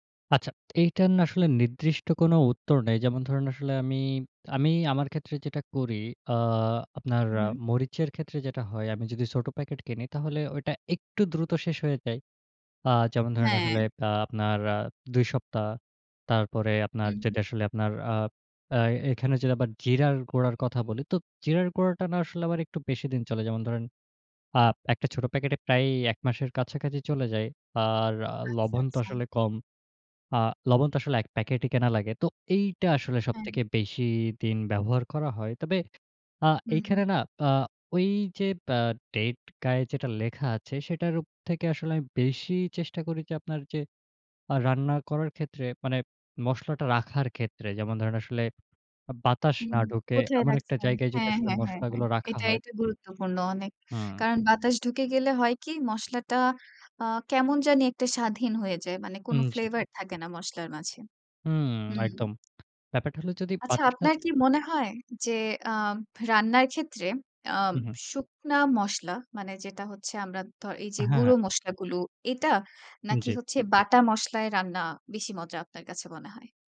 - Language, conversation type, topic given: Bengali, podcast, মশলা ঠিকভাবে ব্যবহার করার সহজ উপায় কী?
- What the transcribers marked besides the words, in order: in English: "flavored"; tapping